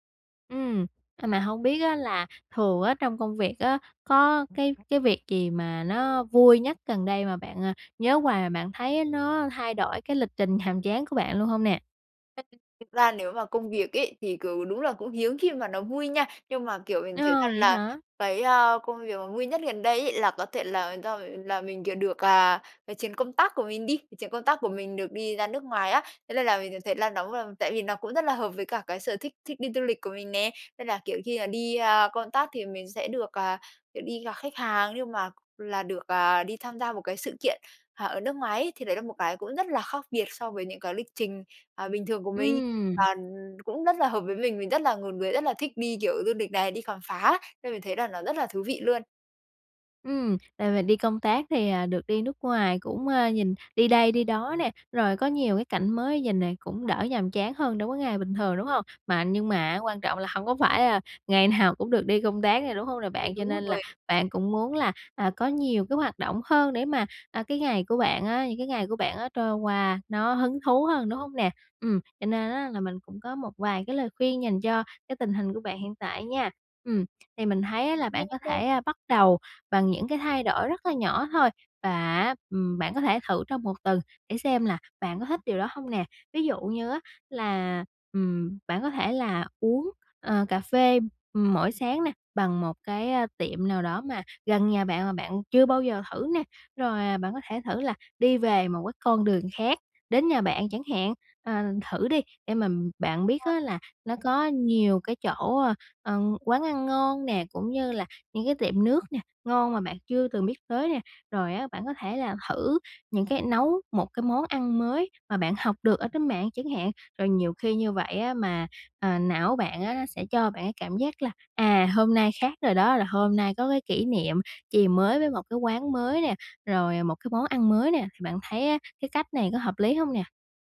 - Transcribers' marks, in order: laughing while speaking: "nhàm"; unintelligible speech; tapping; "lịch" said as "nịch"; laughing while speaking: "nào"; other background noise
- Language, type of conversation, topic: Vietnamese, advice, Làm thế nào để tôi thoát khỏi lịch trình hằng ngày nhàm chán và thay đổi thói quen sống?